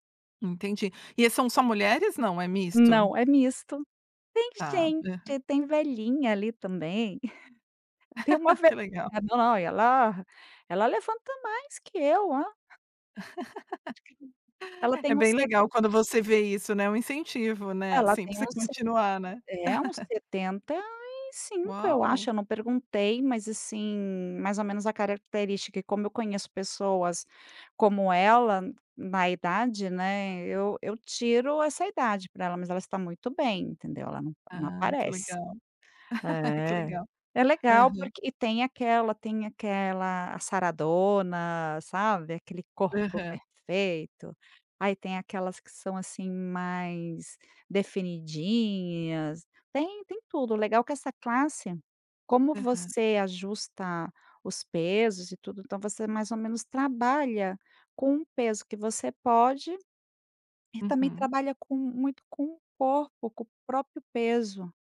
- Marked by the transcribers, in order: tapping; chuckle; laugh; unintelligible speech; laugh; other background noise; chuckle; chuckle
- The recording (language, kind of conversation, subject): Portuguese, podcast, Me conta um hábito que te ajuda a aliviar o estresse?